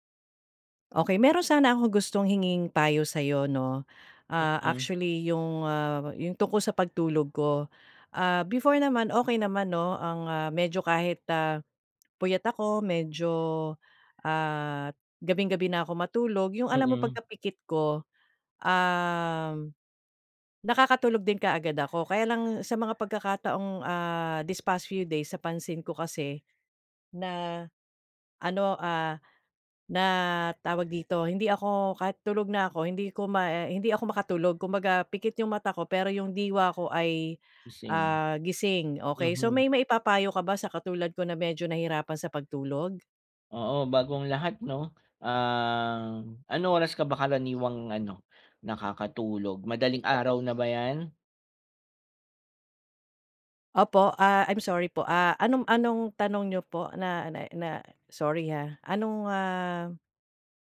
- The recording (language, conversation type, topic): Filipino, advice, Paano ako makakabuo ng simpleng ritwal bago matulog para mas gumanda ang tulog ko?
- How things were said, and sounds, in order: other animal sound; drawn out: "um"; tapping; other background noise; drawn out: "um"; bird